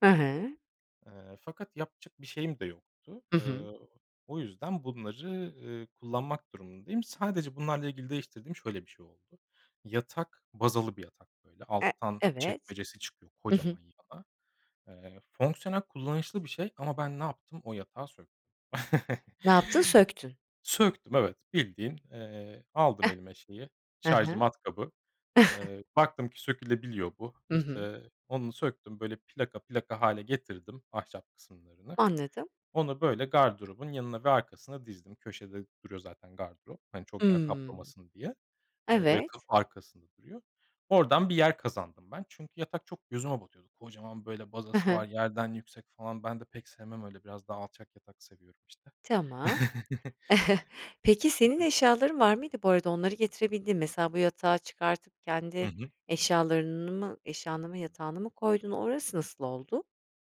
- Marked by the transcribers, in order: chuckle; chuckle; chuckle; chuckle; other background noise
- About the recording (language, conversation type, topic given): Turkish, podcast, Dar bir evi daha geniş hissettirmek için neler yaparsın?